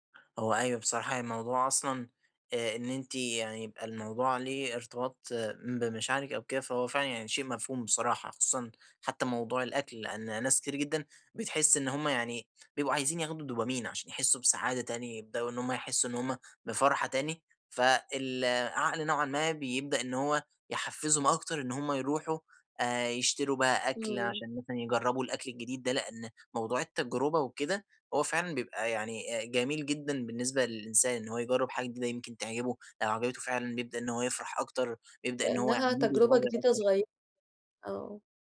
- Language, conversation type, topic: Arabic, advice, إزاي مشاعري بتأثر على قراراتي المالية؟
- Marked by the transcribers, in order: in English: "مودُه"